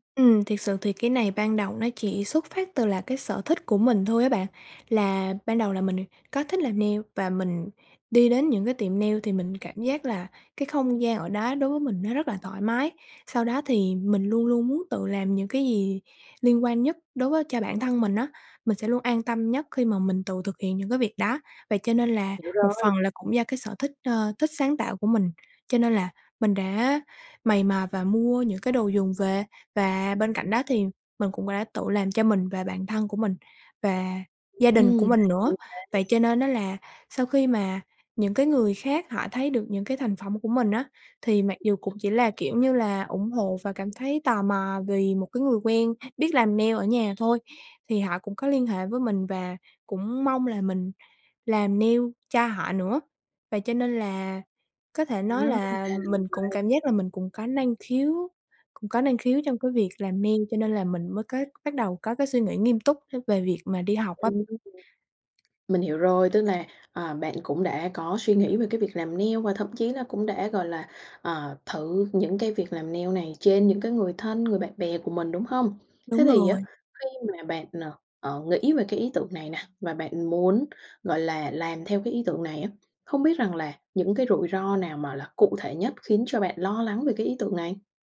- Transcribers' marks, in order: tapping; in English: "nail"; other background noise; unintelligible speech; in English: "nail"; horn; in English: "nail"; in English: "nail"; in English: "nail"; in English: "nail"
- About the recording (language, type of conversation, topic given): Vietnamese, advice, Bạn nên làm gì khi lo lắng về thất bại và rủi ro lúc bắt đầu khởi nghiệp?